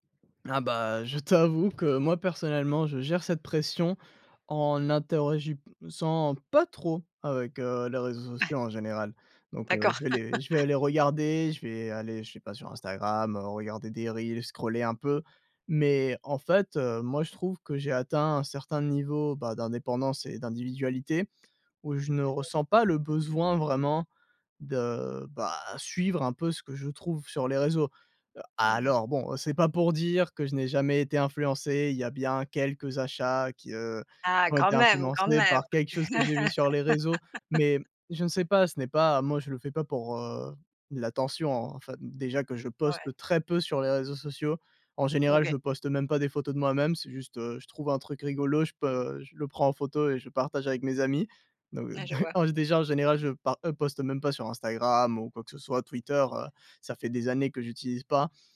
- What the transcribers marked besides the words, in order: other background noise; chuckle; laugh; tapping; laugh; chuckle
- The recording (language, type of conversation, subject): French, podcast, Comment gères-tu la pression des réseaux sociaux sur ton style ?